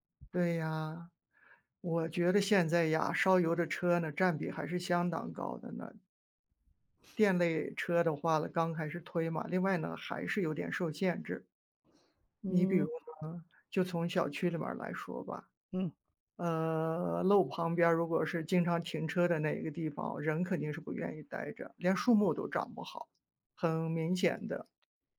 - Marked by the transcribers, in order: none
- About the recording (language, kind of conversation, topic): Chinese, unstructured, 你认为环境污染最大的来源是什么？
- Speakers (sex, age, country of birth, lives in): female, 55-59, China, United States; male, 55-59, China, United States